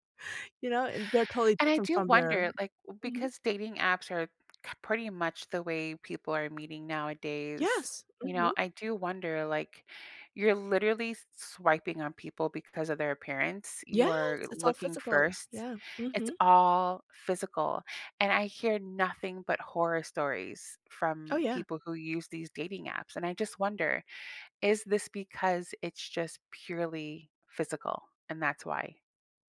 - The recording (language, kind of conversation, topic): English, unstructured, What check-in rhythm feels right without being clingy in long-distance relationships?
- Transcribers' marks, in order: drawn out: "all"